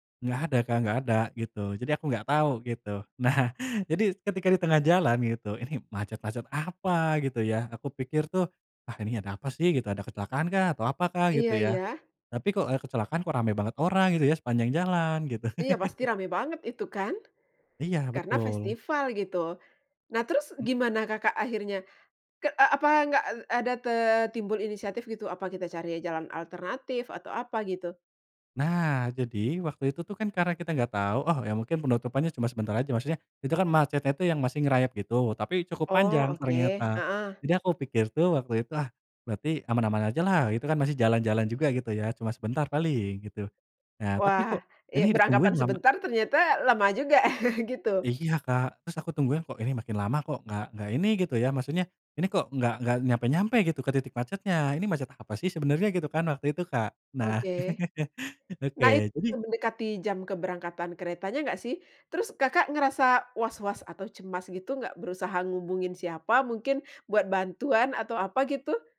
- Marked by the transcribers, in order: laughing while speaking: "Nah"; tapping; chuckle; chuckle; chuckle
- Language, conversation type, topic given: Indonesian, podcast, Pernahkah kamu ketinggalan pesawat atau kereta, dan bagaimana ceritanya?
- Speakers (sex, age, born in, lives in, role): female, 35-39, Indonesia, Indonesia, host; male, 25-29, Indonesia, Indonesia, guest